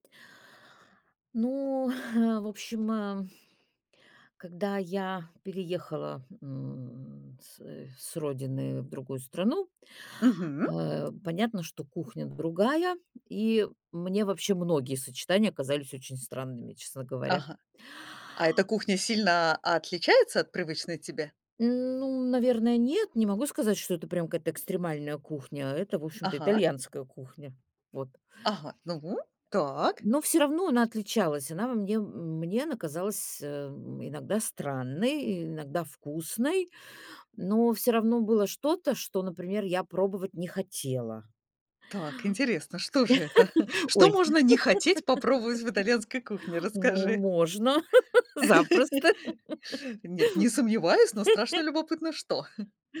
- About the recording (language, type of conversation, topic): Russian, podcast, Какое самое необычное сочетание продуктов оказалось для тебя неожиданно вкусным?
- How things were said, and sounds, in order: chuckle; tapping; laugh; laughing while speaking: "Ой"; chuckle; laugh; laugh; chuckle